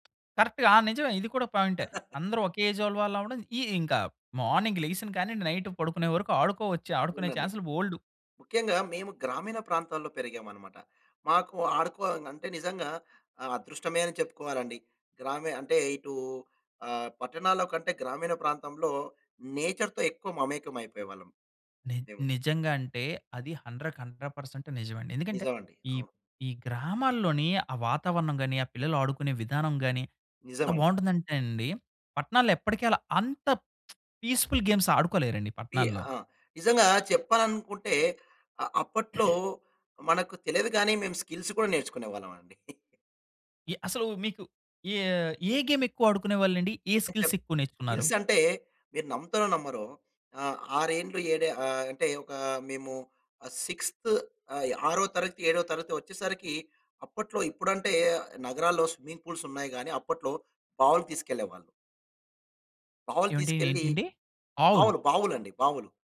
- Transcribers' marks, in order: in English: "కరెక్ట్‌గా"; chuckle; in English: "మార్నింగ్"; in English: "నైట్"; in English: "నేచర్‌తో"; in English: "హండ్రెడ్‌కి హండ్రెడ్ పర్సెంట్"; lip smack; in English: "పీస్‌ఫుల్ గేమ్స్"; throat clearing; in English: "స్కిల్స్"; chuckle; in English: "గేమ్"; in English: "స్కిల్స్"; other noise; in English: "స్కిల్స్"; in English: "సిక్స్‌త్"; in English: "స్విమ్మింగ్ పూల్స్"
- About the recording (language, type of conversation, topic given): Telugu, podcast, చిన్నప్పుడే నువ్వు ఎక్కువగా ఏ ఆటలు ఆడేవావు?